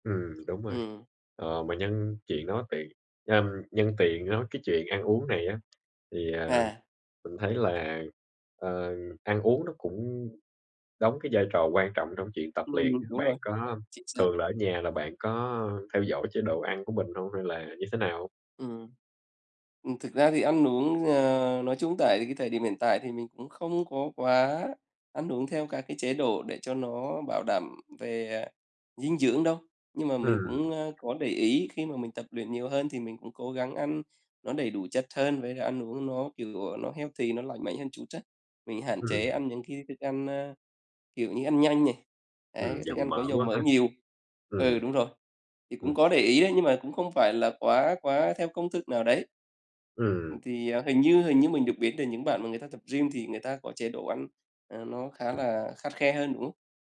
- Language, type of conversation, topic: Vietnamese, unstructured, Làm thế nào để giữ động lực khi bắt đầu một chế độ luyện tập mới?
- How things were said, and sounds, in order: other background noise; tapping; in English: "healthy"